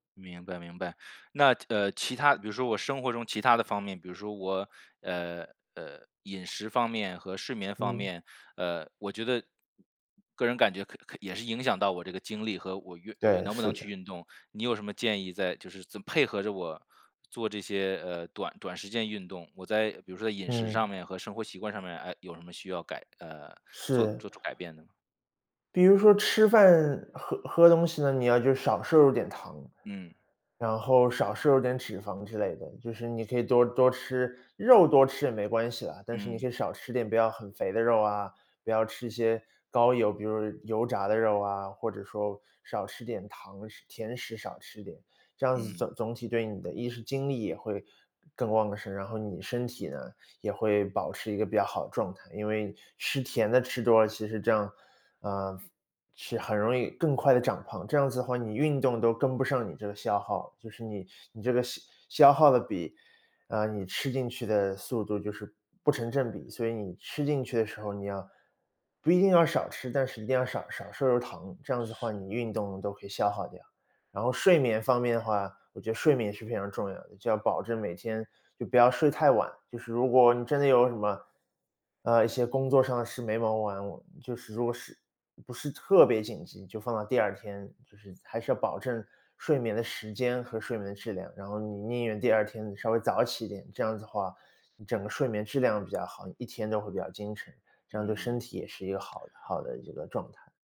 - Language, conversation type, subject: Chinese, advice, 我该如何养成每周固定运动的习惯？
- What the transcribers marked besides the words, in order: other background noise